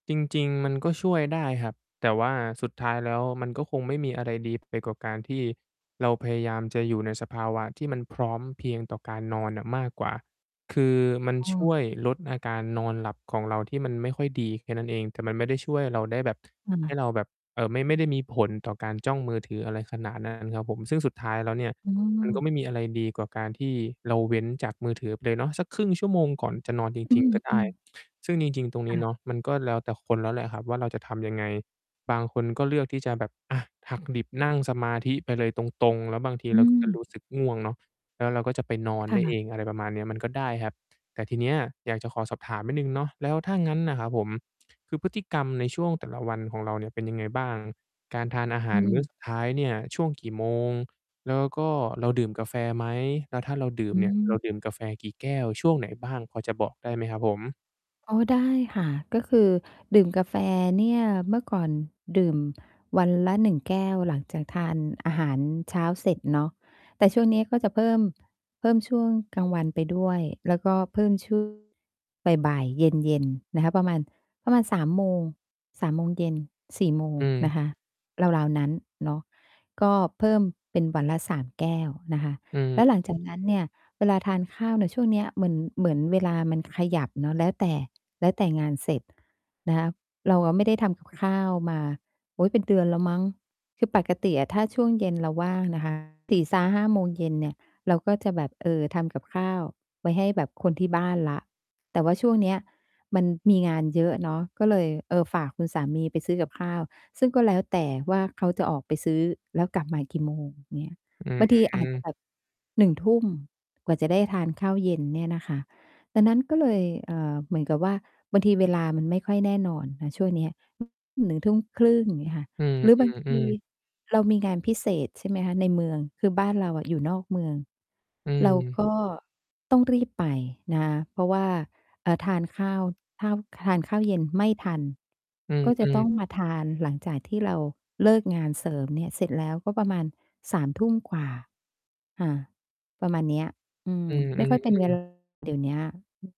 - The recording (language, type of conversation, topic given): Thai, advice, ฉันจะทำอย่างไรให้ช่วงก่อนนอนเป็นเวลาที่ผ่อนคลาย?
- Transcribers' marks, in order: mechanical hum; static; distorted speech